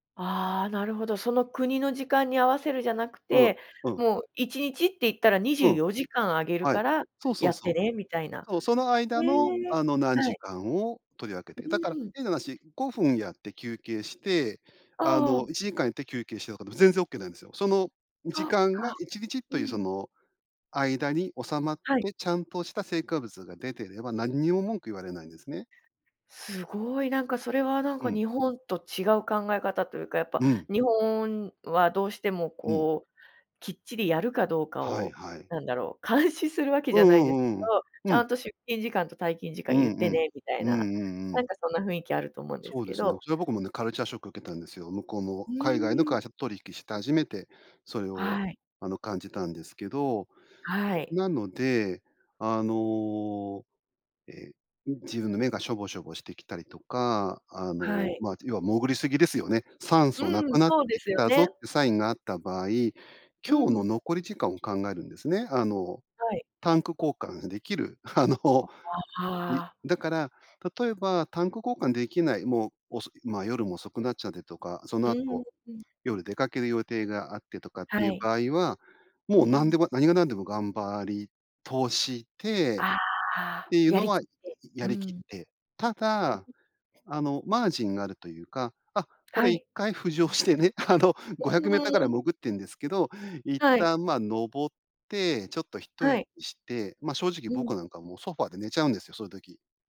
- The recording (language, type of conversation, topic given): Japanese, podcast, 休むべきときと頑張るべきときは、どう判断すればいいですか？
- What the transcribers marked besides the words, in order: laughing while speaking: "監視するわけ"; laughing while speaking: "あの"; unintelligible speech; laughing while speaking: "浮上してね、あの"